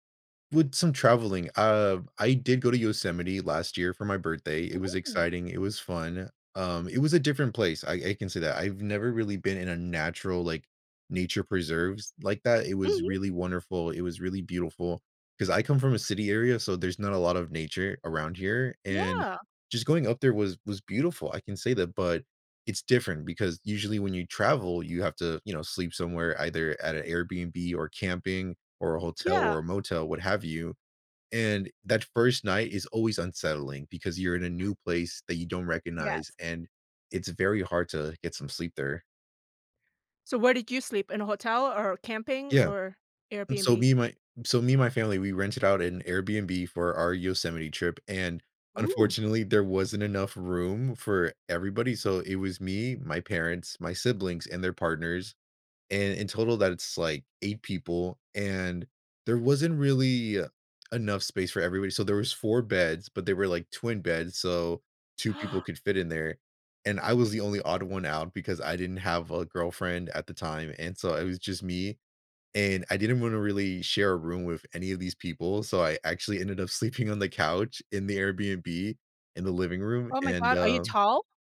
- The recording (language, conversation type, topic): English, unstructured, How can I keep my sleep and workouts on track while traveling?
- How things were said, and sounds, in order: gasp; tapping; laughing while speaking: "sleeping"